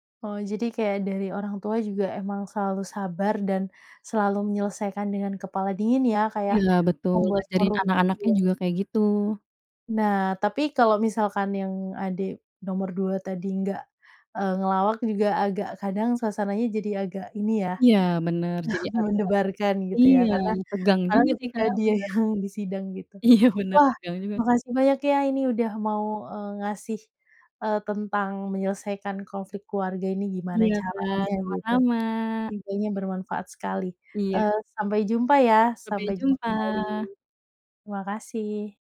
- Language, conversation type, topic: Indonesian, podcast, Bagaimana kalian biasanya menyelesaikan konflik dalam keluarga?
- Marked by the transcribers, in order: other background noise; tapping; chuckle; laughing while speaking: "yang"; laughing while speaking: "Iya"